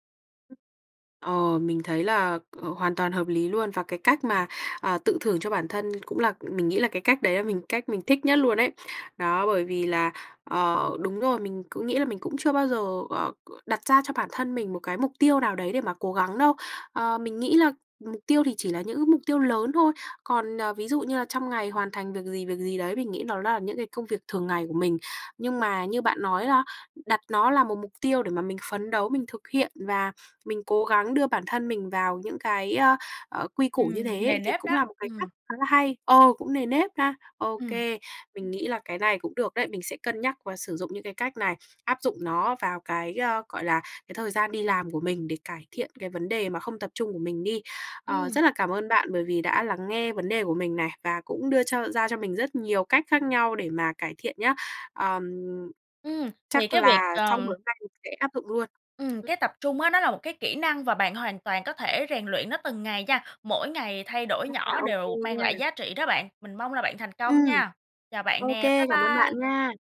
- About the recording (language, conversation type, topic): Vietnamese, advice, Làm thế nào để tôi có thể tập trung làm việc lâu hơn?
- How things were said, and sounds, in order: tapping; other background noise